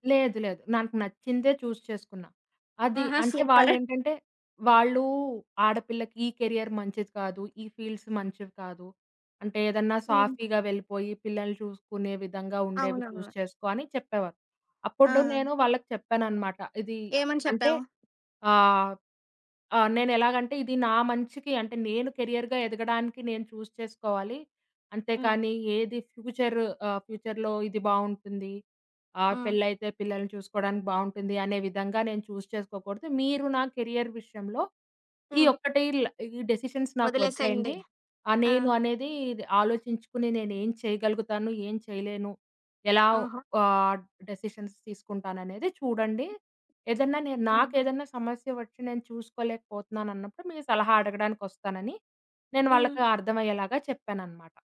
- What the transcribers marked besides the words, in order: in English: "చూజ్"; chuckle; in English: "కెరియర్"; in English: "ఫీల్డ్స్"; in English: "చూజ్"; in English: "కెరియర్‌గా"; in English: "చూజ్"; in English: "ఫ్యూచర్"; in English: "ఫ్యూచర్‌లో"; in English: "చూజ్"; in English: "కెరియర్"; in English: "డెసిషన్స్"; in English: "డెసిషన్స్"; other background noise
- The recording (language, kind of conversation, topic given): Telugu, podcast, పెద్దవారితో సరిహద్దులు పెట్టుకోవడం మీకు ఎలా అనిపించింది?